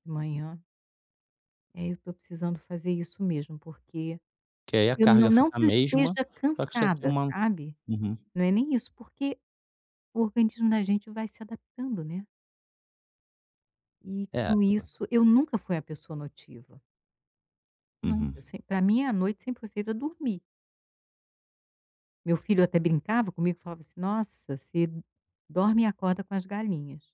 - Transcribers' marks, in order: none
- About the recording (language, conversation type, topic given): Portuguese, advice, Como posso criar uma rotina tranquila para desacelerar à noite antes de dormir?